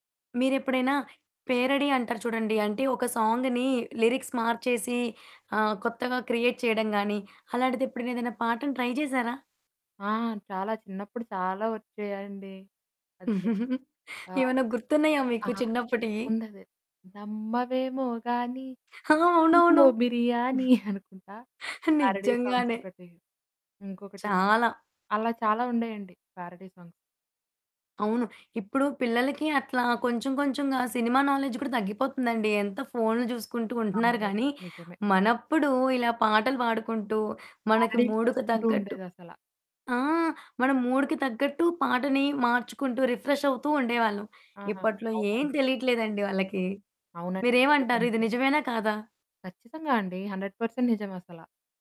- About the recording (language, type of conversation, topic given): Telugu, podcast, సినిమా పాటలు మీ సంగీత రుచిని ఎలా మార్చాయి?
- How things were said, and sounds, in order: in English: "సాంగ్‌ని లిరిక్స్"; in English: "క్రియేట్"; in English: "ట్రై"; chuckle; static; singing: "నమ్మవేమో గానీ, పక్కింట్లో బిర్యానీ"; distorted speech; laughing while speaking: "అనుకుంటా"; in English: "సాంగ్స్"; laughing while speaking: "నిజంగానే"; in English: "సాంగ్స్"; in English: "నాలెడ్జ్"; in English: "రిఫ్రెష్"; in English: "హండ్రెడ్ పర్సెంట్"